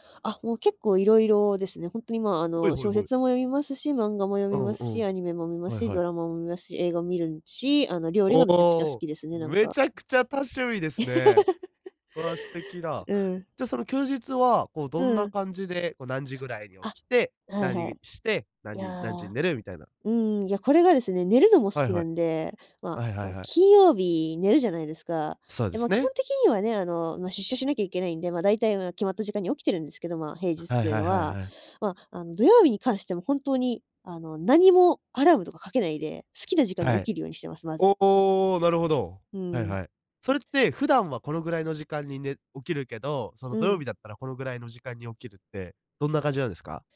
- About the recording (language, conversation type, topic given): Japanese, podcast, 休日はどのように過ごすのがいちばん好きですか？
- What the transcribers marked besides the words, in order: laugh